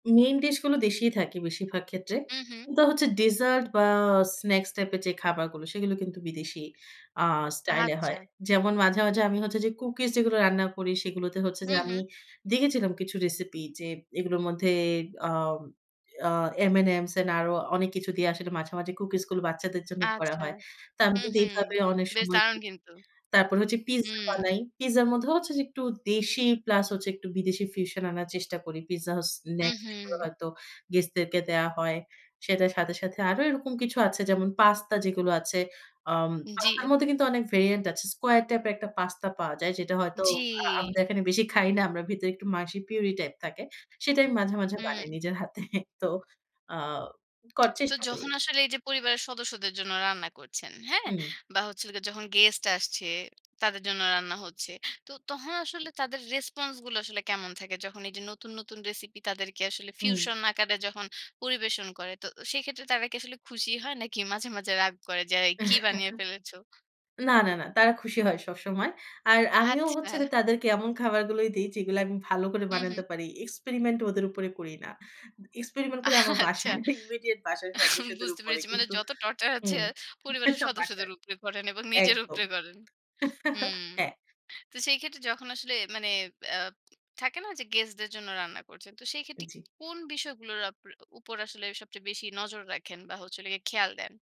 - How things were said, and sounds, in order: tapping; other background noise; laughing while speaking: "নিজের হাতে"; chuckle; laughing while speaking: "আচ্ছা। বুঝতে পেরেছি"; laughing while speaking: "বাসায়"; chuckle
- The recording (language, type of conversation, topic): Bengali, podcast, আপনি বিদেশি খাবারকে নিজের রেসিপির সঙ্গে মিশিয়ে কীভাবে নতুন স্বাদ তৈরি করেন?